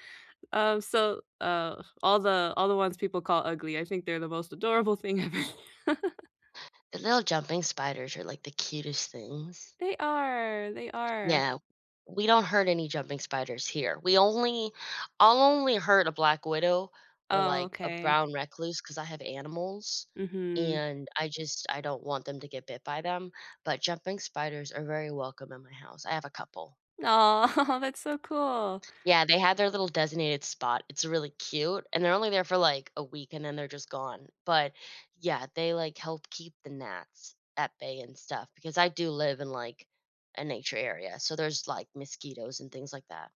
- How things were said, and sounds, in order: laughing while speaking: "ever"; chuckle; chuckle
- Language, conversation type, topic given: English, unstructured, What is your happiest memory in nature?
- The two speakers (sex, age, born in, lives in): female, 30-34, United States, United States; female, 30-34, United States, United States